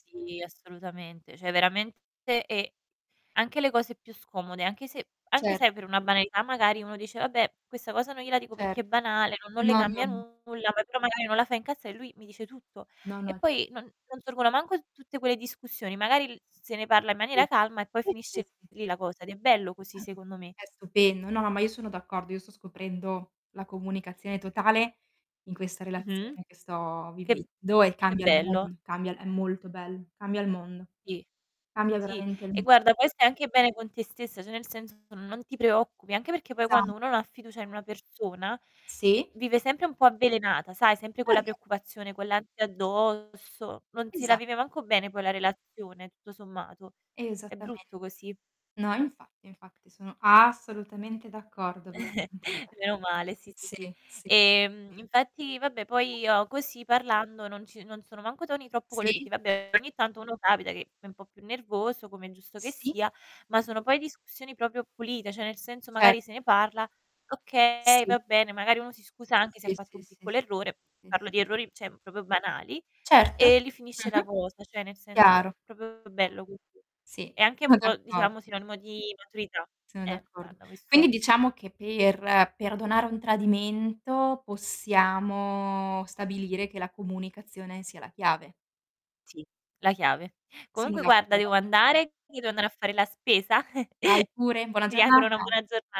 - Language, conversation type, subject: Italian, unstructured, Come si può perdonare un tradimento in una relazione?
- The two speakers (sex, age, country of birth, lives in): female, 25-29, Italy, Italy; female, 30-34, Italy, Italy
- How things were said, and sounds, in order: distorted speech; "Cioè" said as "ceh"; static; unintelligible speech; tapping; "cioè" said as "ceh"; unintelligible speech; chuckle; unintelligible speech; unintelligible speech; "proprio" said as "propio"; "cioè" said as "ceh"; "cioè" said as "ceh"; "proprio" said as "propio"; other background noise; "cioè" said as "ceh"; "proprio" said as "propio"; unintelligible speech; chuckle